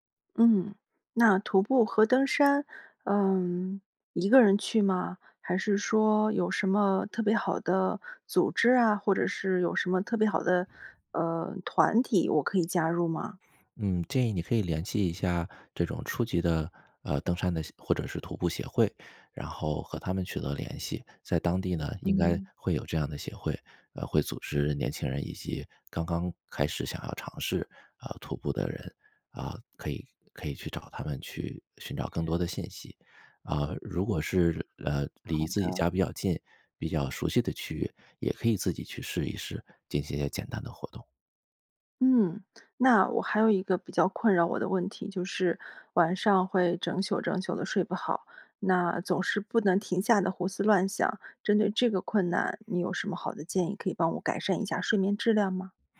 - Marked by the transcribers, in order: none
- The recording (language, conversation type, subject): Chinese, advice, 伴侣分手后，如何重建你的日常生活？